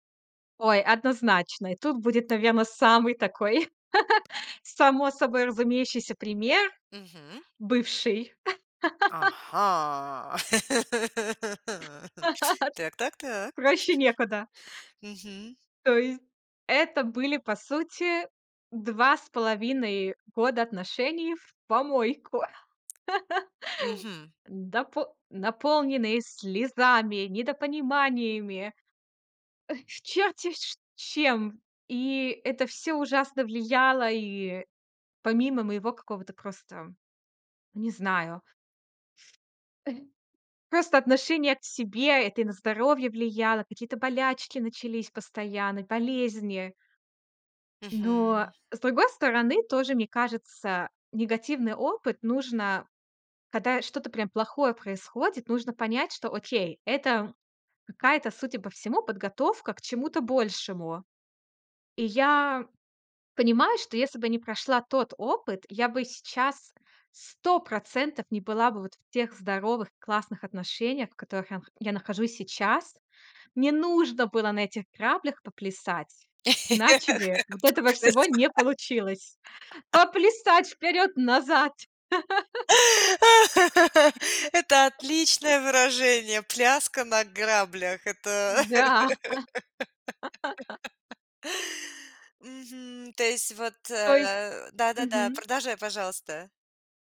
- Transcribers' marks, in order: tapping; chuckle; drawn out: "Ага!"; laugh; giggle; laugh; chuckle; stressed: "нужно"; laughing while speaking: "Эх потанцевать"; joyful: "Поплясать вперёд, назад"; laugh; joyful: "Это отличное выражение Пляска на граблях. Это"; laugh; laugh
- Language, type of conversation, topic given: Russian, podcast, Как перестать надолго застревать в сожалениях?